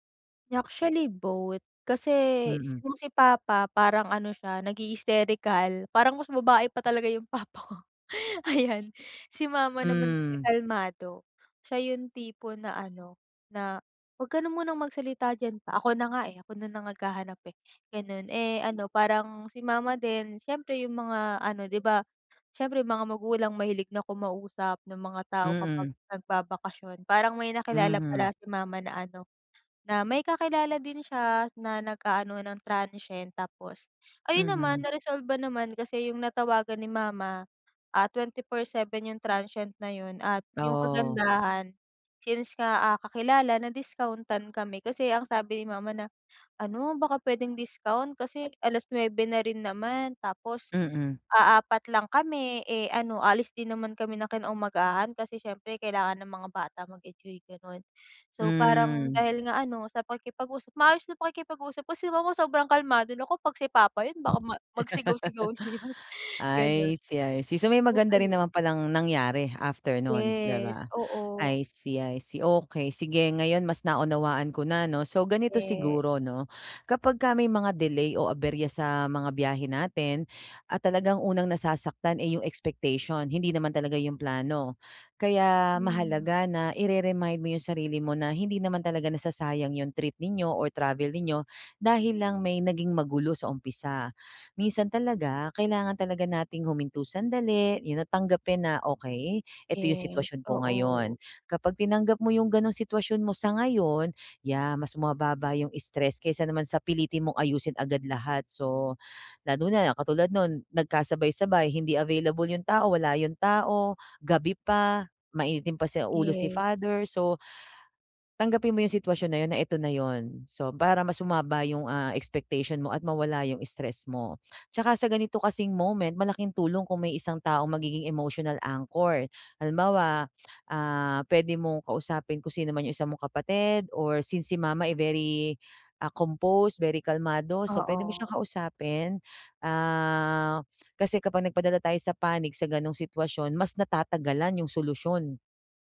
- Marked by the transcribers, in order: laughing while speaking: "papa ko, ayan"; other animal sound; in English: "transient"; in English: "transient"; wind; laugh; laughing while speaking: "yun"; "bumababa" said as "mubababa"
- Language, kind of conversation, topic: Filipino, advice, Paano mo mababawasan ang stress at mas maayos na mahaharap ang pagkaantala sa paglalakbay?
- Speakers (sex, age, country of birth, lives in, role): female, 20-24, Philippines, Philippines, user; female, 40-44, Philippines, Philippines, advisor